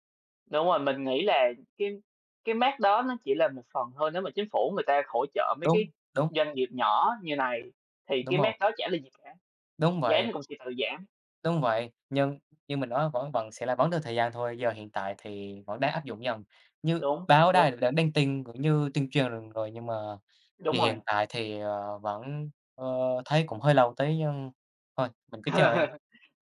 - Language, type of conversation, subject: Vietnamese, unstructured, Chính phủ cần làm gì để bảo vệ môi trường hiệu quả hơn?
- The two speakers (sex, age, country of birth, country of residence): female, 20-24, Vietnam, Vietnam; male, 18-19, Vietnam, Vietnam
- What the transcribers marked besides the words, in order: tapping; laugh